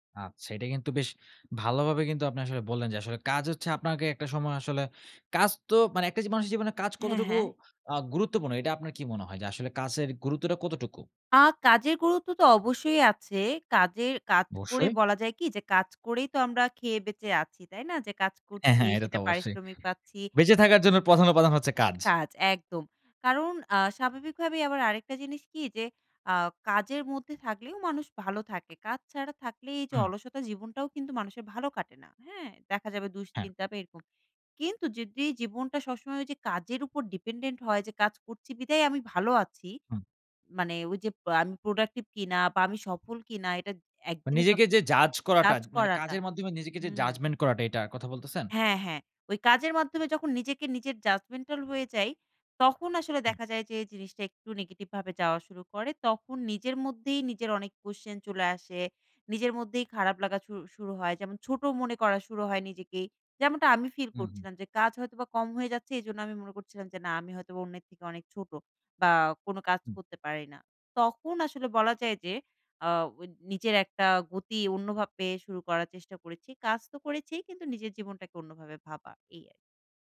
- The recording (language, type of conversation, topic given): Bengali, podcast, কাজকে জীবনের একমাত্র মাপকাঠি হিসেবে না রাখার উপায় কী?
- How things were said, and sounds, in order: "অবশ্যই" said as "বশ্যই"; "পারিশ্রমিক" said as "পারিশ্রমি"; in English: "dependent"; in English: "productive"; in English: "judge"; in English: "judgement"; in English: "judgmental"; "অন্যভাবে" said as "অন্যভাপে"